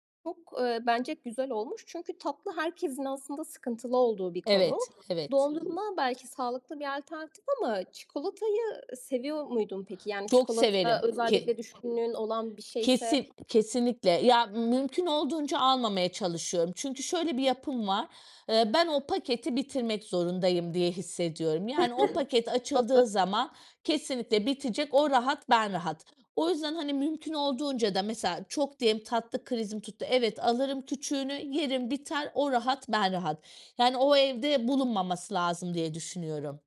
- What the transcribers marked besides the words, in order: other background noise; tapping; background speech; chuckle; unintelligible speech
- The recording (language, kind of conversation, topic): Turkish, podcast, Sağlıklı beslenmek için neler yapıyorsun?